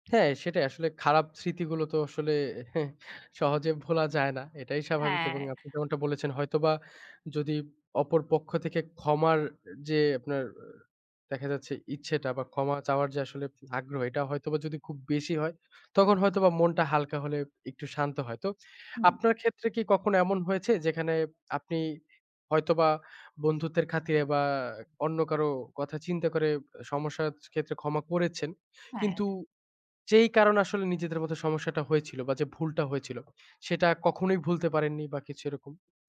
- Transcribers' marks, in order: scoff; other background noise
- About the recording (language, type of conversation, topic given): Bengali, podcast, ক্ষমা করা মানে কি সব ভুলও মুছে ফেলতে হবে বলে মনে করো?